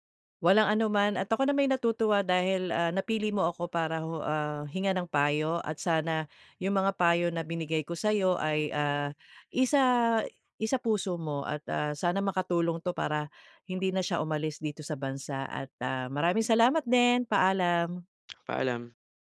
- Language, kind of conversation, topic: Filipino, advice, Paano namin haharapin ang magkaibang inaasahan at mga layunin naming magkapareha?
- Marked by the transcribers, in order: none